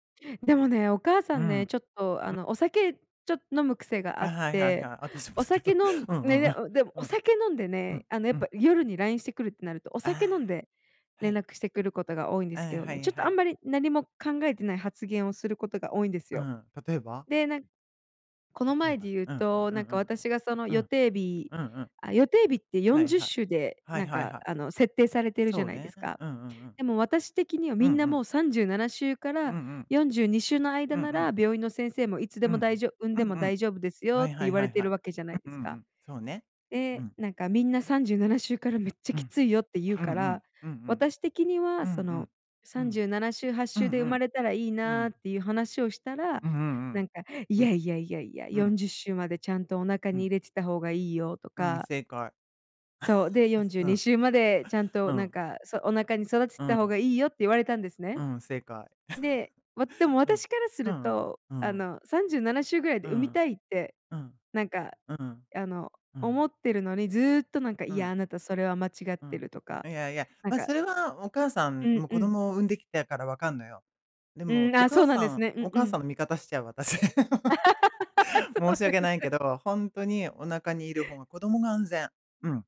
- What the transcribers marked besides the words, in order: laughing while speaking: "あたしもだけど"; other background noise; chuckle; chuckle; laugh; laughing while speaking: "そうですね"; laughing while speaking: "私"
- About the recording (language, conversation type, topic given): Japanese, unstructured, 家族とケンカした後、どうやって和解しますか？